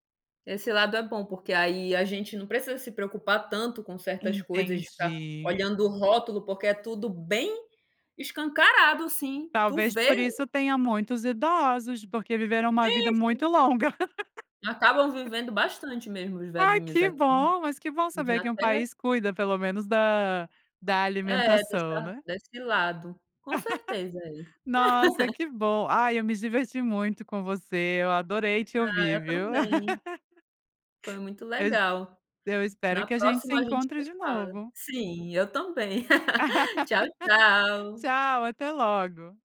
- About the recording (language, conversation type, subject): Portuguese, podcast, Como a migração ou o deslocamento afetou sua família?
- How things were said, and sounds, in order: laugh; unintelligible speech; laugh; laugh; laugh